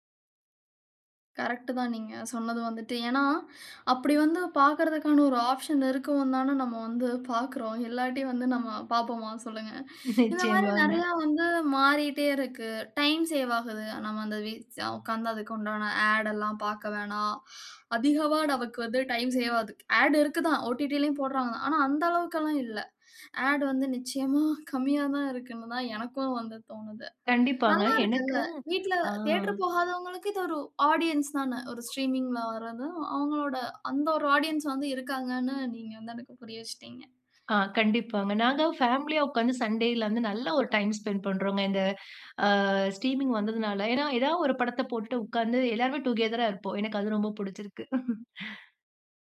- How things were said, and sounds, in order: laughing while speaking: "ஏனா, அப்படி வந்து பார்க்கிறதற்கான ஒரு … ஒரு ஸ்ட்ரீமிங்ல வரது"; in English: "ஆப்ஷன்"; laughing while speaking: "நிச்சயமாங்க"; in English: "டைம் சேவ்"; in English: "ஆட்"; in English: "ஆட்"; in English: "ஆடியன்ஸ்"; in English: "ஸ்ட்ரீமிங்ல"; in English: "ஆடியன்ஸ்"; laughing while speaking: "நாங்க பேமிலியா உட்கார்ந்து, சண்டேல வந்து … அது ரொம்ப பிடிச்சிருக்கு"; in English: "டைம் ஸ்பெண்ட்"; in English: "ஸ்ட்ரீமிங்"; in English: "டுகெதரா"
- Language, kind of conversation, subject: Tamil, podcast, ஸ்ட்ரீமிங் தளங்கள் சினிமா அனுபவத்தை எவ்வாறு மாற்றியுள்ளன?